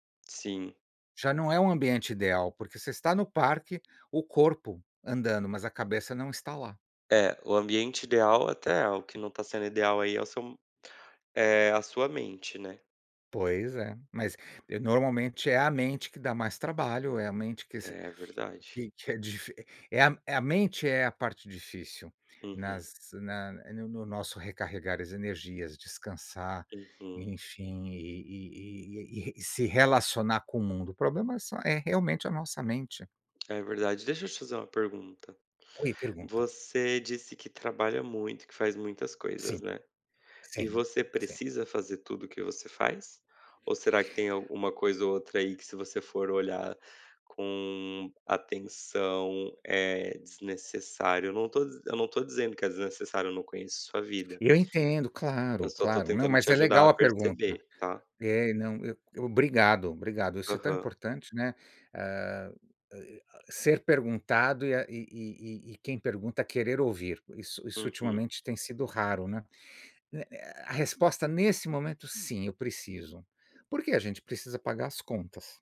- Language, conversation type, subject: Portuguese, unstructured, Qual é o seu ambiente ideal para recarregar as energias?
- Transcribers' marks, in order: tapping